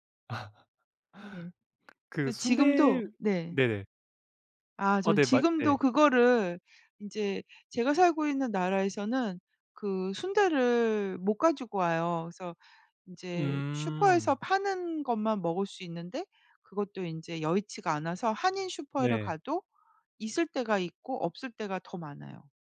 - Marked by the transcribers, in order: laugh
- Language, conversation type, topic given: Korean, podcast, 가장 좋아하는 길거리 음식은 무엇인가요?